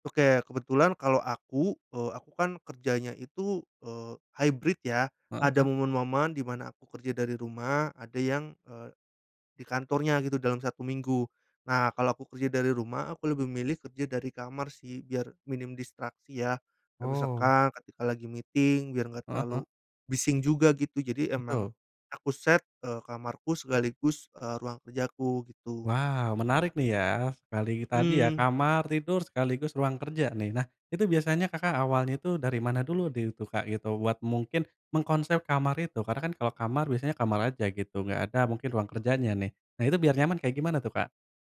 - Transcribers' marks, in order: in English: "hybrid"; in English: "meeting"; other background noise
- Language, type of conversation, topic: Indonesian, podcast, Menurutmu, apa yang membuat kamar terasa nyaman?